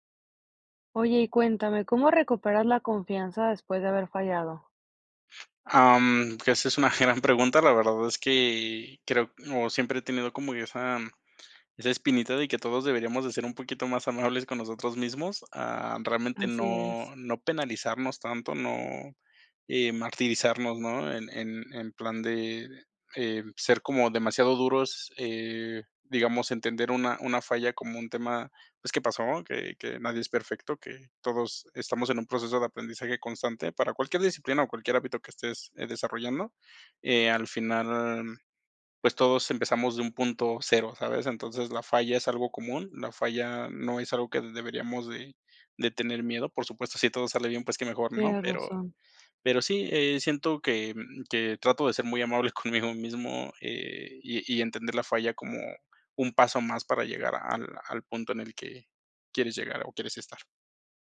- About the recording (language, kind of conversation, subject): Spanish, podcast, ¿Cómo recuperas la confianza después de fallar?
- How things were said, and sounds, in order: other background noise